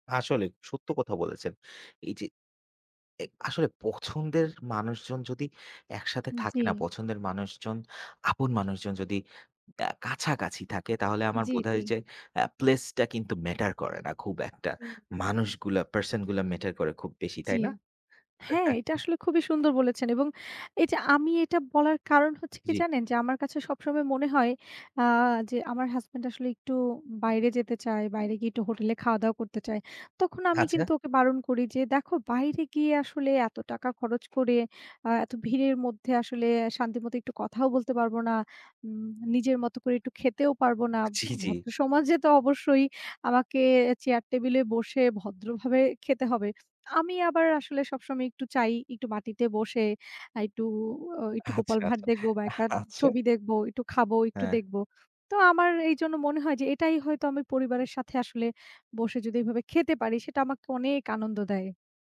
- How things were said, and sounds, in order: other background noise; tapping; chuckle; laughing while speaking: "আচ্ছা"
- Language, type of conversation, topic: Bengali, unstructured, পরিবারে কীভাবে ভালো সম্পর্ক গড়ে তোলা যায়?